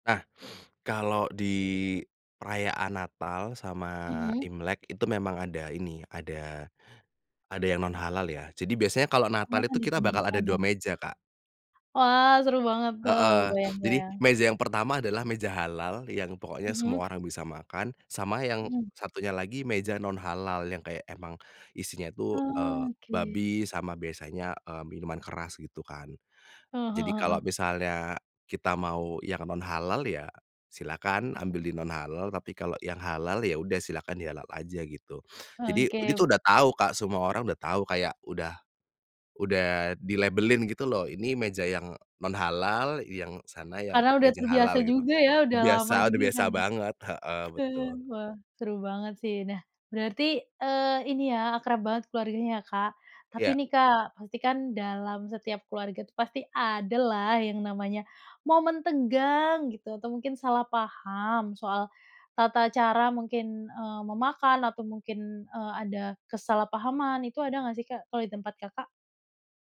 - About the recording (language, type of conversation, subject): Indonesian, podcast, Bagaimana kamu merayakan dua tradisi yang berbeda dalam satu keluarga?
- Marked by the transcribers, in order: sniff; other background noise; sniff